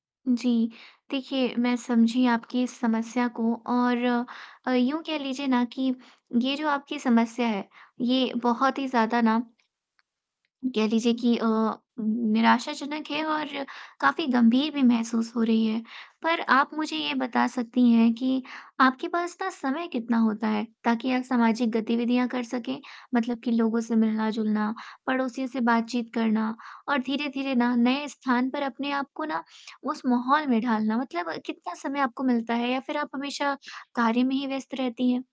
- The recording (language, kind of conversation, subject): Hindi, advice, नए स्थान पर समुदाय बनाने में आपको किन कठिनाइयों का सामना करना पड़ रहा है?
- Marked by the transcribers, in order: static; tapping